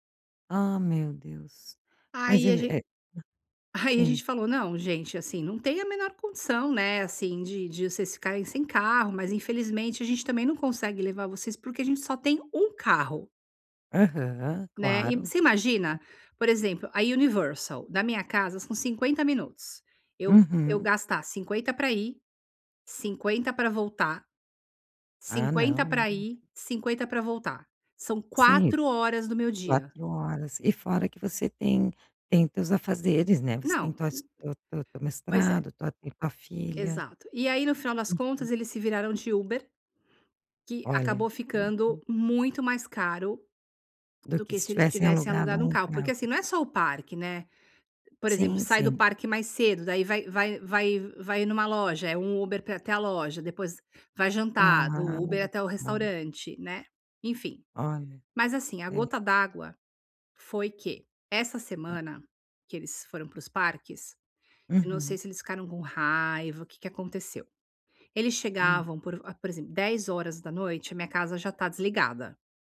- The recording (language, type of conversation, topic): Portuguese, advice, Como posso estabelecer limites pessoais sem me sentir culpado?
- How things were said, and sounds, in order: other background noise; tapping